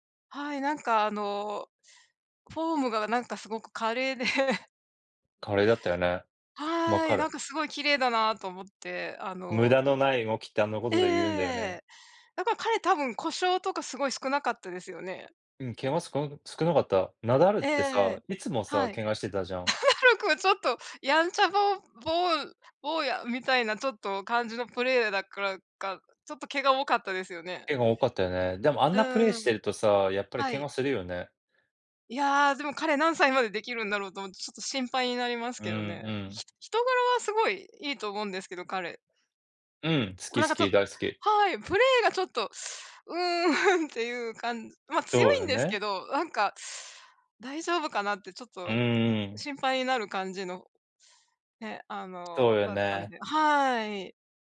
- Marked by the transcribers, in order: laugh; tapping; laughing while speaking: "ナダル君"; other background noise
- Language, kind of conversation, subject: Japanese, unstructured, 技術の進歩によって幸せを感じたのはどんなときですか？